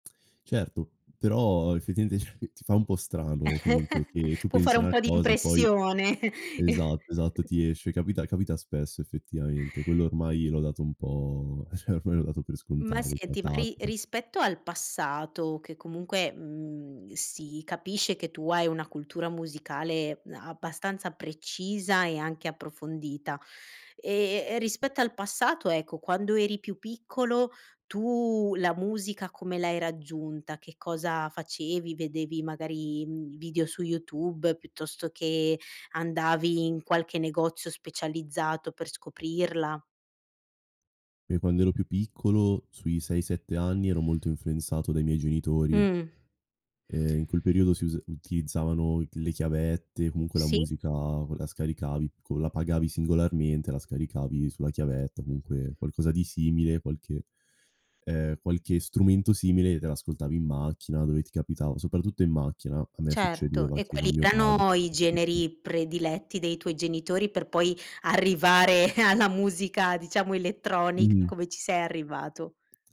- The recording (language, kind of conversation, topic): Italian, podcast, Come scopri nuova musica oggi?
- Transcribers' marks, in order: laughing while speaking: "ceh"; "cioè" said as "ceh"; chuckle; chuckle; other background noise; laughing while speaking: "ceh"; "cioè" said as "ceh"; unintelligible speech; laughing while speaking: "alla"; background speech